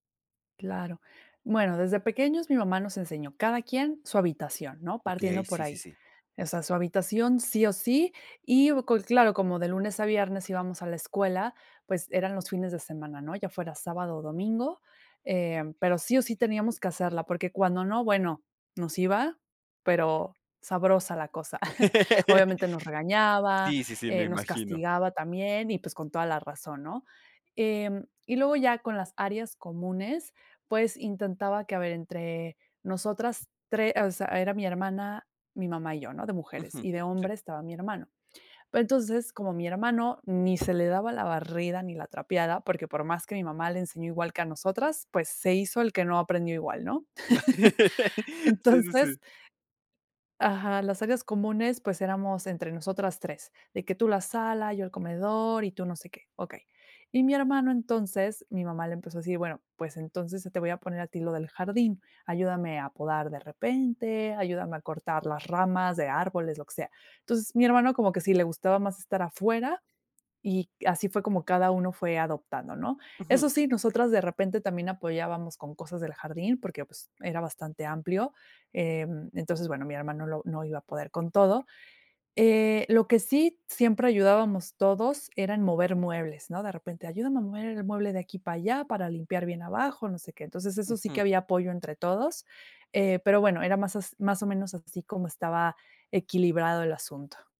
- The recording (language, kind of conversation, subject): Spanish, podcast, ¿Qué esperan las familias del reparto de las tareas domésticas?
- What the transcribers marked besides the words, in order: other background noise; laugh; chuckle; laugh